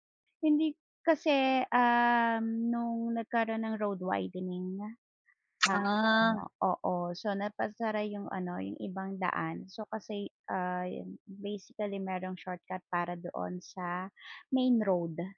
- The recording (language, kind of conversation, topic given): Filipino, unstructured, Paano mo ilalarawan ang tunay na bayanihan sa inyong barangay, at ano ang isang bagay na gusto mong baguhin sa inyong komunidad?
- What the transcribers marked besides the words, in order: lip smack